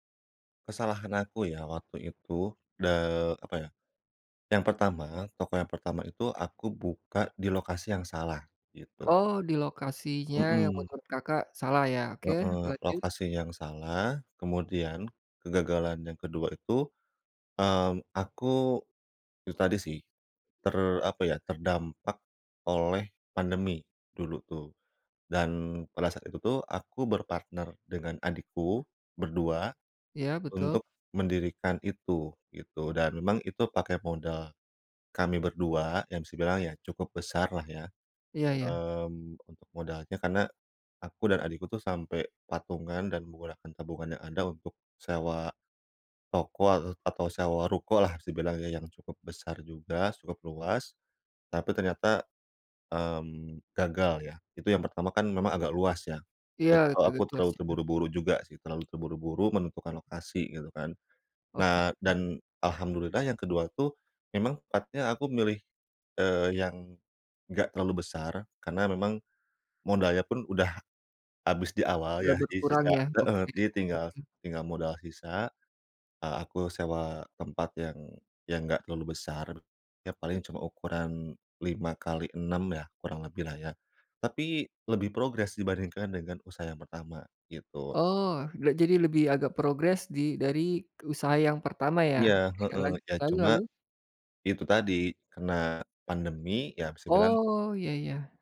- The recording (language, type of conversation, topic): Indonesian, advice, Bagaimana cara bangkit dari kegagalan sementara tanpa menyerah agar kebiasaan baik tetap berjalan?
- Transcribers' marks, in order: unintelligible speech; throat clearing; unintelligible speech